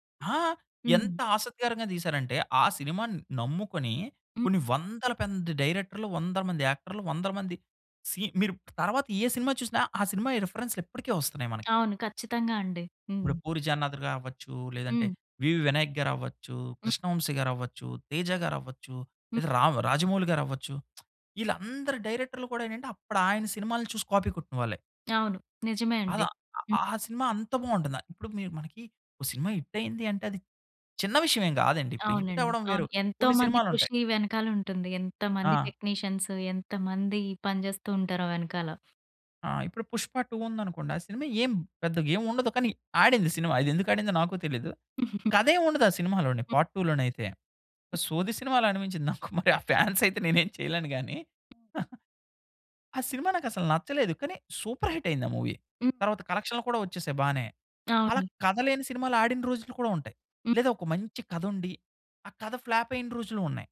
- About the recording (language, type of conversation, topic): Telugu, podcast, మీకు ఇష్టమైన సినిమా కథను సంక్షిప్తంగా చెప్పగలరా?
- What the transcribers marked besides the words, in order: tapping; lip smack; in English: "కాపీ"; in English: "హిట్"; in English: "హిట్"; in English: "టెక్నీషియన్స్"; giggle; in English: "పార్ట్ 2"; laughing while speaking: "ఆ ఫాన్స్ అయితే నేను ఏమి చేయలేను గాని"; in English: "ఫాన్స్"; in English: "సూపర్ హిట్"; in English: "మూవీ"; in English: "ఫ్లాప్"